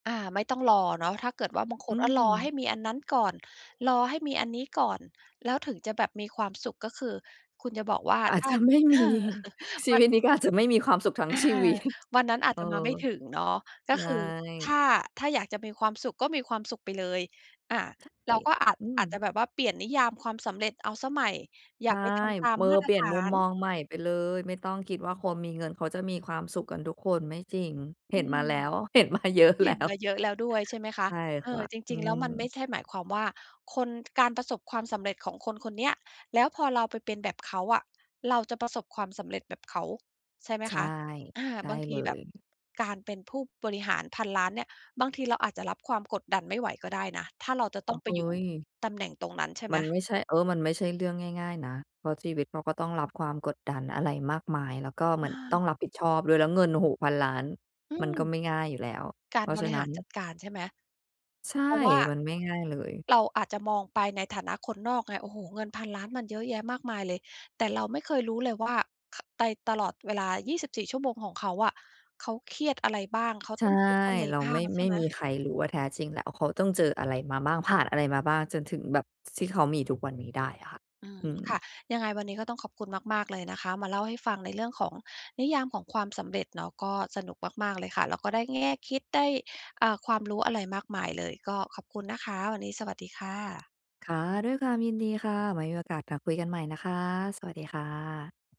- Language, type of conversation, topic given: Thai, podcast, นิยามความสำเร็จของคุณเปลี่ยนไปยังไงบ้าง?
- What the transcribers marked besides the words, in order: other background noise; laughing while speaking: "ไม่มี"; chuckle; tapping; laughing while speaking: "ชีวิต"; laughing while speaking: "มาเยอะแล้ว"; other noise